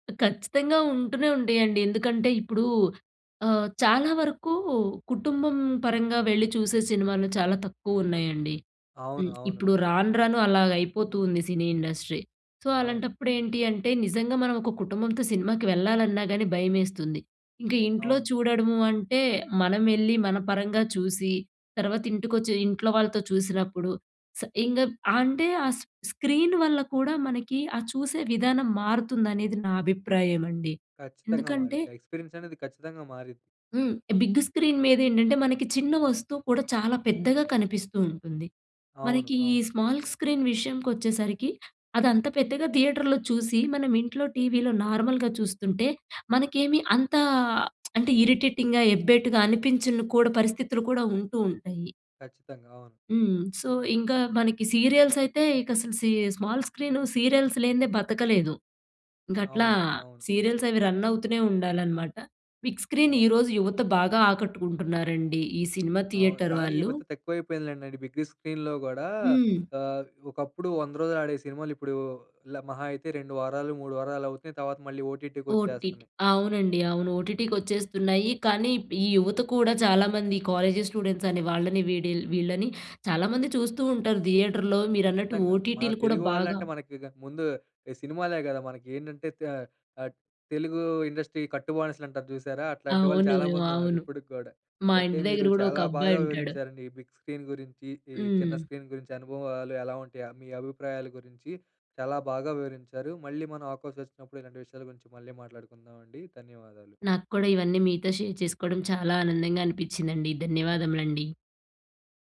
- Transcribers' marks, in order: in English: "సినీ ఇండస్ట్రీ. సో"; in English: "స్క్రీన్"; in English: "ఎక్స్పీరియన్స్"; other background noise; in English: "బిగ్ స్క్రీన్"; in English: "స్మాల్ స్క్రీన్"; in English: "థియేటర్‌లో"; in English: "నార్మల్‌గా"; lip smack; in English: "ఇరిటేటింగ్‌గా"; in English: "సో"; in English: "సీరియల్స్"; in English: "సీరియల్స్"; in English: "సీరియల్స్"; in English: "రన్"; in English: "బిగ్ స్క్రీన్"; in English: "థియేటర్"; in English: "స్క్రీన్‌లో"; in English: "ఓటీటీ"; in English: "స్టూడెంట్స్"; in English: "థియేటర్‌లో"; in English: "ఇండస్ట్రీ"; in English: "బిగ్ స్క్రీన్"; in English: "స్క్రీన్"; in English: "షేర్"
- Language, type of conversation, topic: Telugu, podcast, బిగ్ స్క్రీన్ vs చిన్న స్క్రీన్ అనుభవం గురించి నీ అభిప్రాయం ఏమిటి?